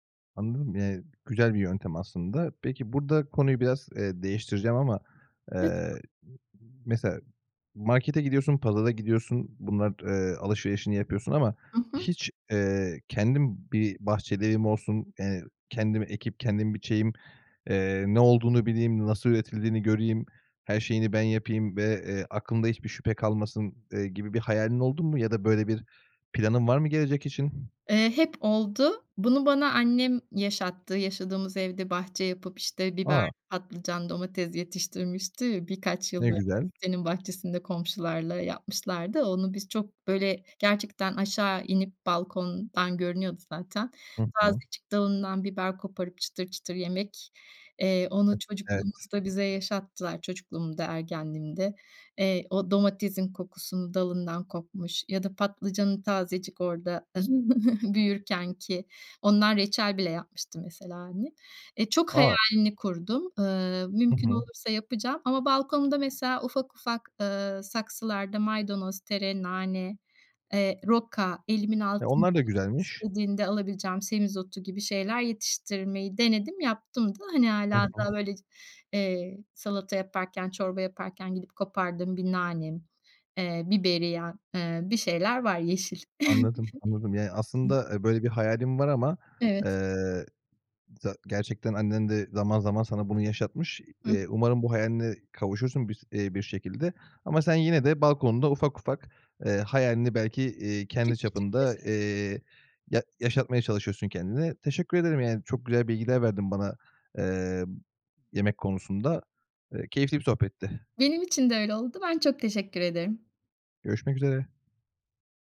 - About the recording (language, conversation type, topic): Turkish, podcast, Yerel ve mevsimlik yemeklerle basit yaşam nasıl desteklenir?
- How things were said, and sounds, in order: other noise; other background noise; tapping; chuckle; chuckle; unintelligible speech